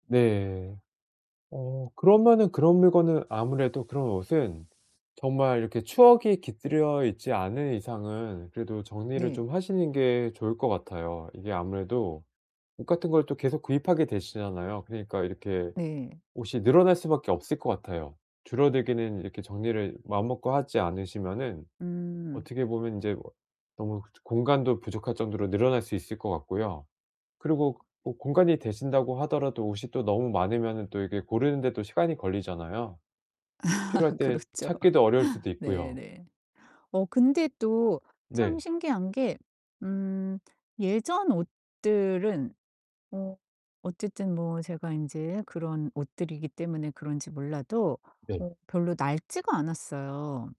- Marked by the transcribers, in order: other background noise; distorted speech; laughing while speaking: "아 그렇죠"; laugh
- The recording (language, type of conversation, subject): Korean, advice, 집 안 물건 정리를 어디서부터 시작해야 하고, 기본 원칙은 무엇인가요?